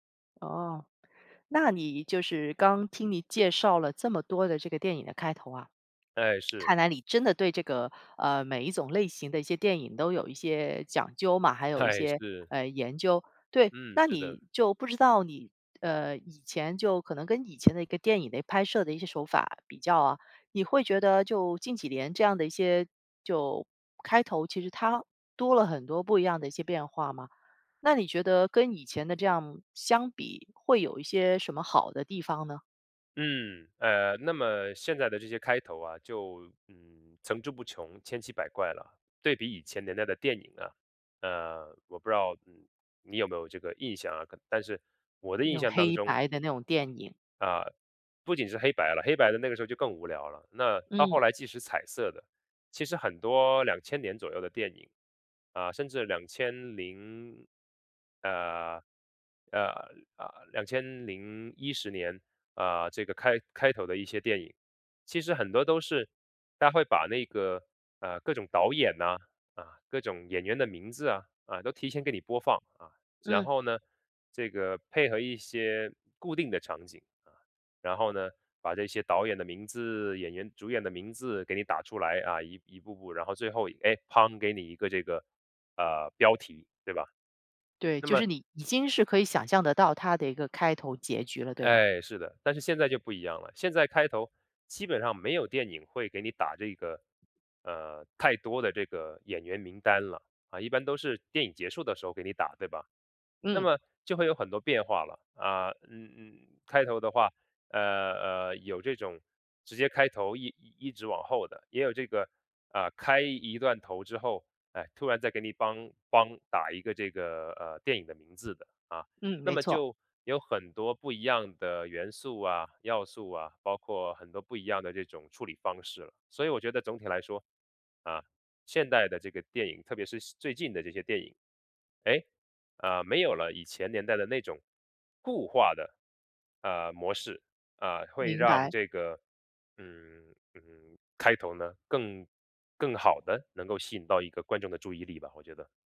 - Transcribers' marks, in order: other background noise; lip smack; joyful: "哎，是"
- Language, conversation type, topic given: Chinese, podcast, 什么样的电影开头最能一下子吸引你？